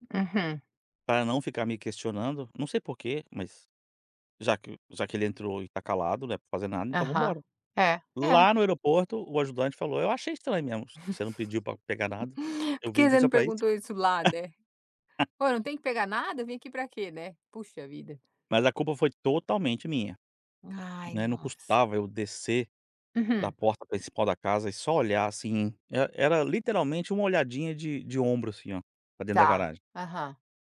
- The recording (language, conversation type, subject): Portuguese, podcast, Você já interpretou mal alguma mensagem de texto? O que aconteceu?
- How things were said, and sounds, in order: laugh